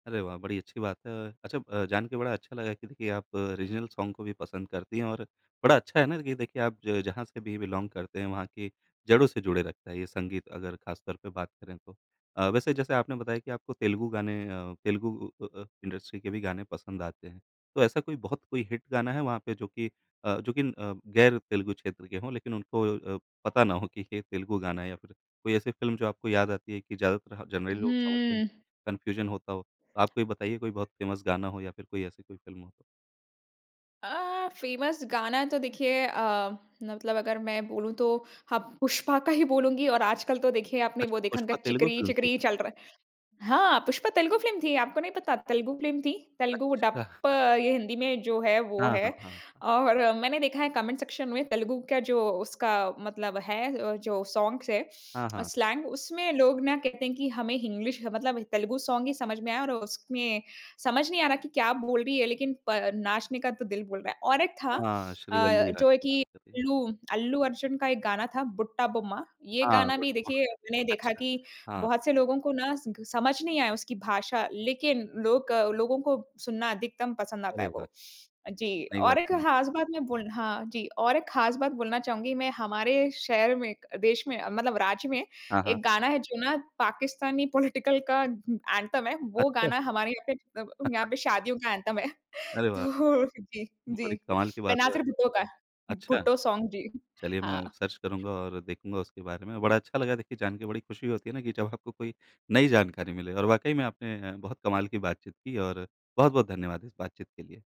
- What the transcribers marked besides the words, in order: in English: "रीज़नल सॉन्ग"; in English: "बिलॉंग"; in English: "इंडस्ट्री"; in English: "हिट"; in English: "कन्फ्यूज़न"; in English: "फ़ेमस"; in English: "फ़ेमस"; chuckle; laughing while speaking: "और"; in English: "सेक्शन"; in English: "सॉन्ग्स"; in English: "स्लैंग"; in English: "सॉन्ग"; in English: "बट"; in English: "पॉलिटिकल"; laughing while speaking: "पॉलिटिकल"; in English: "एंथम"; chuckle; in English: "एंथम"; laughing while speaking: "है। तो"; in English: "सर्च"; in English: "सॉन्ग"; laughing while speaking: "जब आपको"
- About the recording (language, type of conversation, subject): Hindi, podcast, आपकी ज़िंदगी के अलग-अलग चरणों से जुड़े कौन-कौन से गाने हैं?